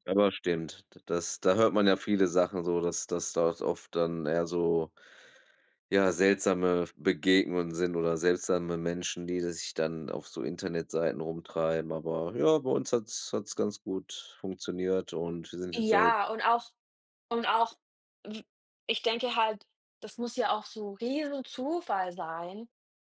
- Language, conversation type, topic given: German, unstructured, Wie reagierst du, wenn dein Partner nicht ehrlich ist?
- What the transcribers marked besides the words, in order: none